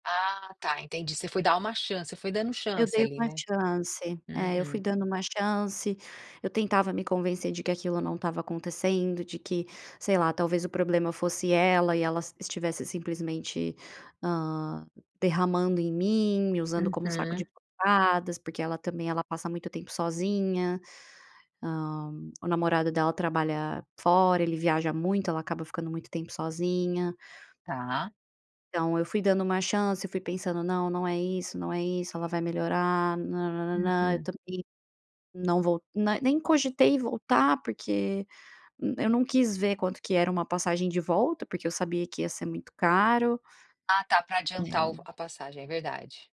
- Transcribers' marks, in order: tapping
- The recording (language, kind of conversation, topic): Portuguese, podcast, Como uma escolha difícil mudou sua vida e o que você aprendeu com ela?